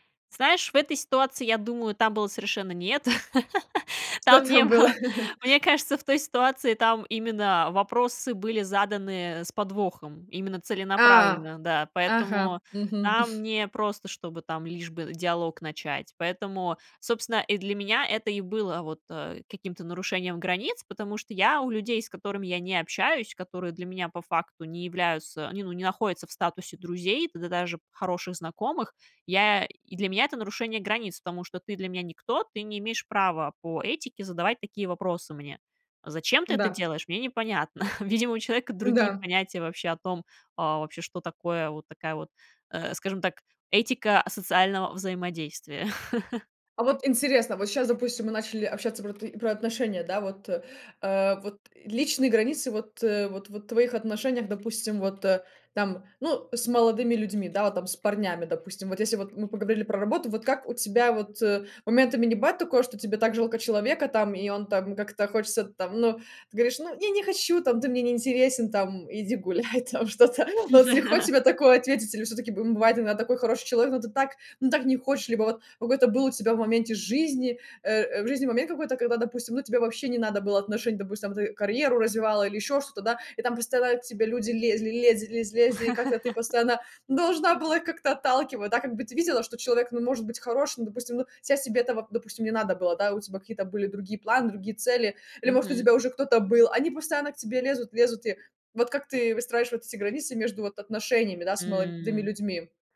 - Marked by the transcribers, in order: laugh; laughing while speaking: "Что там было?"; chuckle; chuckle; chuckle; laugh; tapping; laughing while speaking: "Иди гуляй, там, что-то"; laugh; laugh
- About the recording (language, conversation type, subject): Russian, podcast, Как вы выстраиваете личные границы в отношениях?
- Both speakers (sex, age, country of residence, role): female, 20-24, France, host; female, 30-34, South Korea, guest